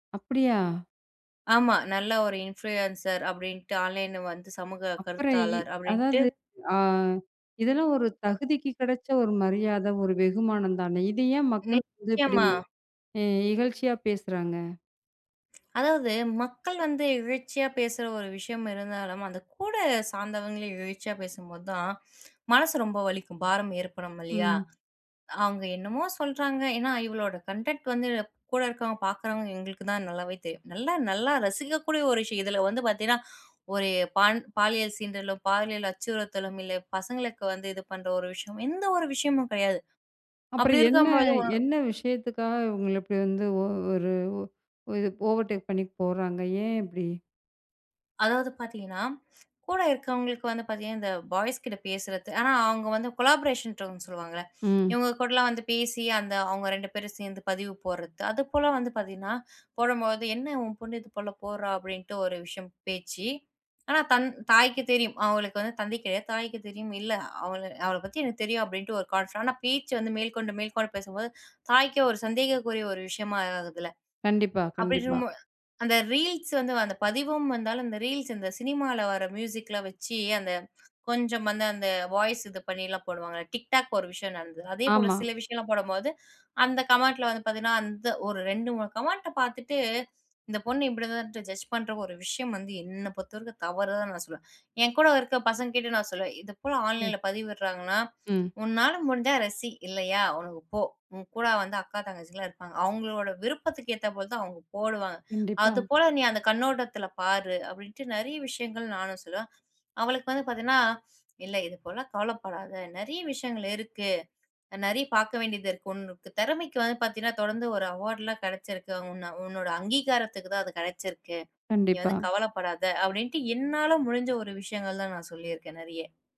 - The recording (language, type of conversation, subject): Tamil, podcast, ஆன்லைனில் ரசிக்கப்படுவதையும் உண்மைத்தன்மையையும் எப்படி சமநிலைப்படுத்தலாம்?
- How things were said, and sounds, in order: surprised: "அப்டியா?"; in English: "இன்ஃப்ளூயன்சர்"; in English: "ஆன்லைன்ல"; unintelligible speech; other noise; tapping; "இகழ்ச்சியா" said as "இழிச்சியா"; "இகழ்ச்சியா" said as "இழிச்சியா"; in English: "கன்டன்ட்"; other background noise; in English: "ஓவர்டேக்"; in English: "கொலாபரேஷன்ட்டு"; in English: "கான்ஃபிடன்ஸ்"; in English: "ரீல்ஸ்"; in English: "ரீல்ஸ்"; in English: "வாய்ஸ்"; in English: "கமெண்ட்ல"; in English: "கமெண்ட்ட"; in English: "ஜட்ஜ்"; in English: "ஆன்லைன்ல"; in English: "அவார்ட்லாம்"